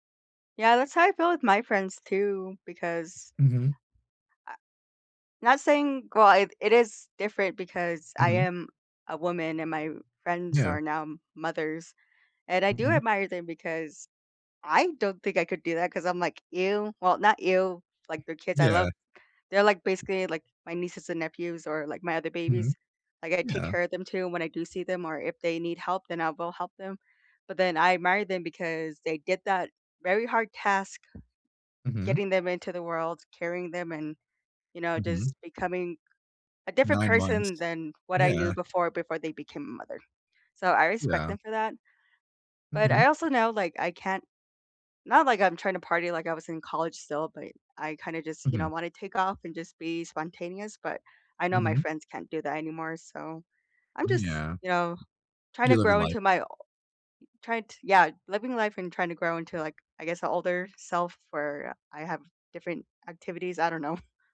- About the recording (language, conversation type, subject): English, unstructured, Is there someone from your past you often think about?
- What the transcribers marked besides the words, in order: other background noise